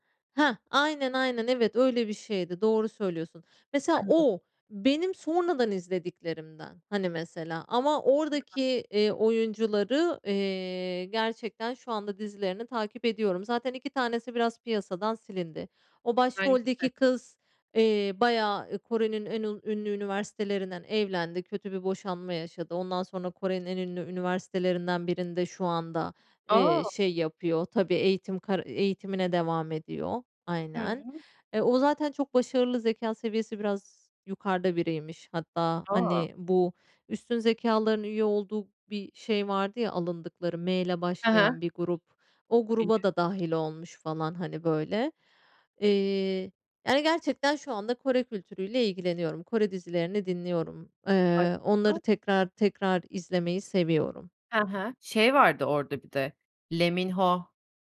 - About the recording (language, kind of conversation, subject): Turkish, podcast, Bir filmi tekrar izlemek neden bu kadar tatmin edici gelir?
- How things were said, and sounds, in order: unintelligible speech; unintelligible speech; unintelligible speech; unintelligible speech